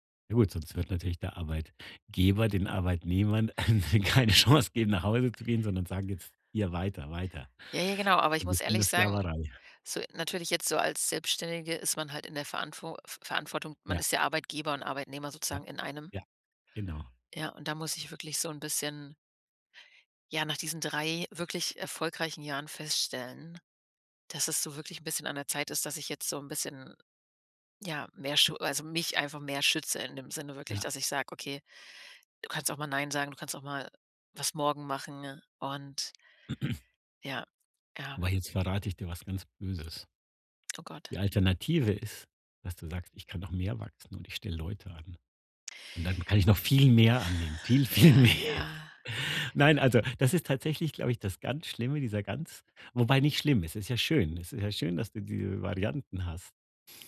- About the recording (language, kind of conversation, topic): German, advice, Wie kann ich mit einem Verlust umgehen und einen Neuanfang wagen?
- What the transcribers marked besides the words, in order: chuckle; laughing while speaking: "keine Chance geben"; throat clearing; exhale; laughing while speaking: "viel mehr"